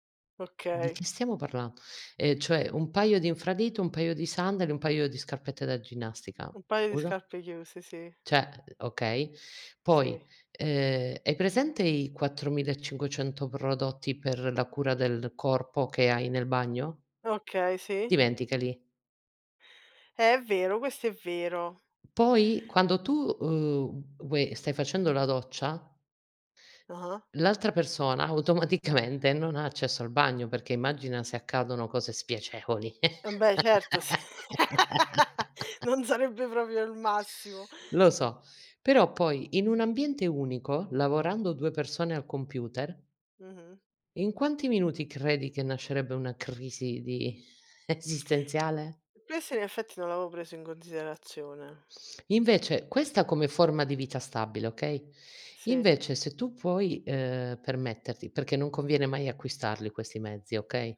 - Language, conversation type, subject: Italian, unstructured, Hai mai rinunciato a un sogno? Perché?
- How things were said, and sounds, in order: tapping; "Cioè" said as "ceh"; "vuoi" said as "vuè"; laughing while speaking: "automaticamente"; laughing while speaking: "s"; laugh; "proprio" said as "propio"; laughing while speaking: "esistenziale?"; other background noise